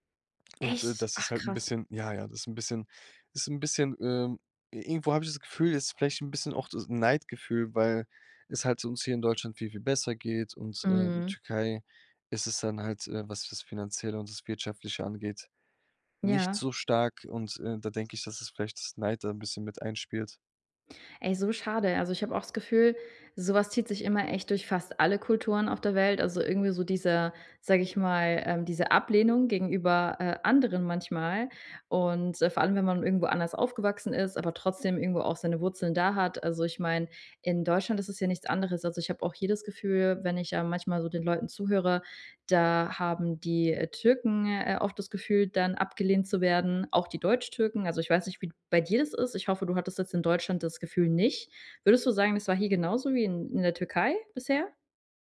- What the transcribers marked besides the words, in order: none
- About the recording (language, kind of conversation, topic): German, podcast, Wie entscheidest du, welche Traditionen du beibehältst und welche du aufgibst?